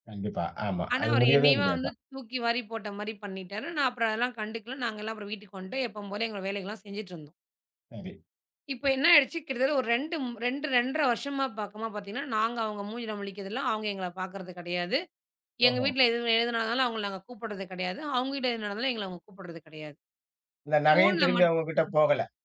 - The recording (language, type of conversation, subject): Tamil, podcast, தீவிரமான மோதலுக்குப் பிறகு உரையாடலை மீண்டும் தொடங்க நீங்கள் எந்த வார்த்தைகளைப் பயன்படுத்துவீர்கள்?
- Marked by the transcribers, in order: "வந்துட்டோம்" said as "வந்டோ"; other background noise; tapping